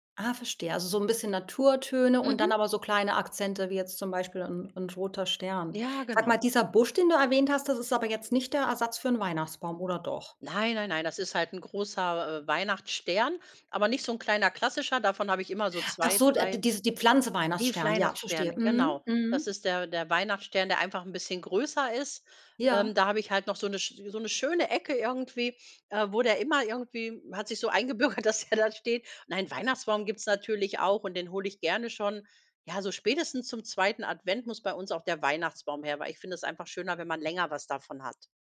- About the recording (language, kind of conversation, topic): German, podcast, Was macht für dich ein gemütliches Zuhause aus?
- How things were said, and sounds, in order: other background noise; laughing while speaking: "eingebürgert, dass der da"